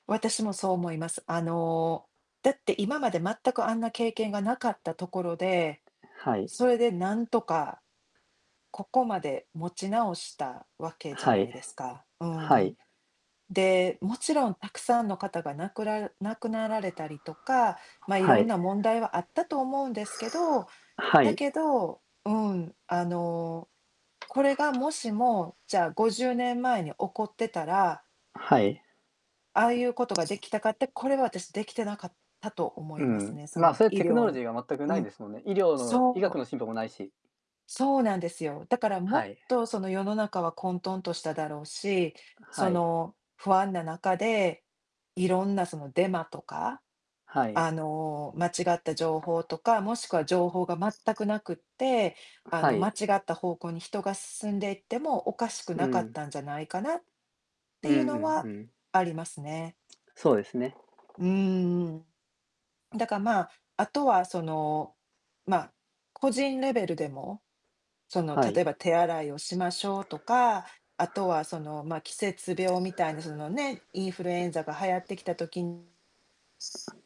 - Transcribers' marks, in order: other background noise; static; distorted speech; tapping
- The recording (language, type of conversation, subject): Japanese, unstructured, 今後、感染症の流行はどのようになっていくと思いますか？